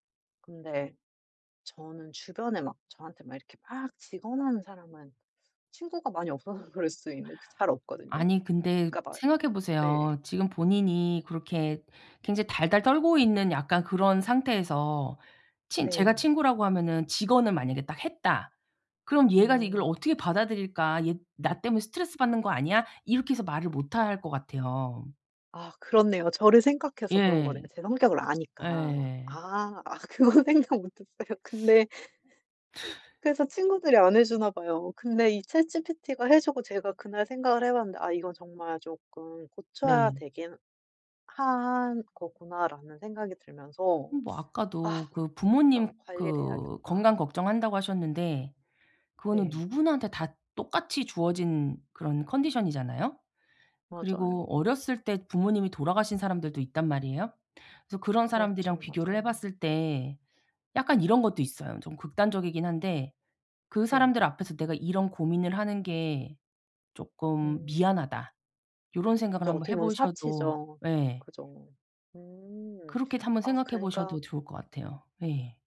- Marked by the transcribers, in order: laughing while speaking: "그럴 수도"; other background noise; tapping; laughing while speaking: "그건 생각 못 했어요, 근데"; laugh
- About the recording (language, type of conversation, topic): Korean, advice, 복잡한 일을 앞두고 불안감과 자기의심을 어떻게 줄일 수 있을까요?